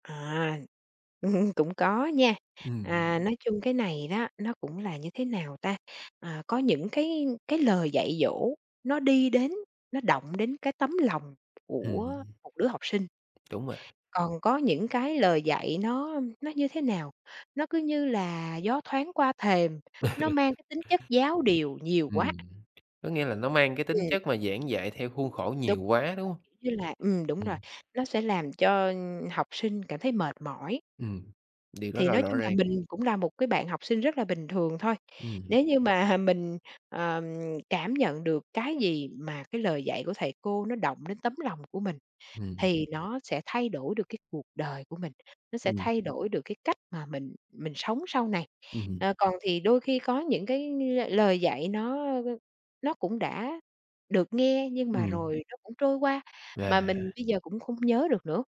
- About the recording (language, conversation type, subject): Vietnamese, podcast, Có thầy hoặc cô nào đã thay đổi bạn rất nhiều không? Bạn có thể kể lại không?
- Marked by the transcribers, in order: chuckle; tapping; chuckle; laughing while speaking: "mà mình"; other background noise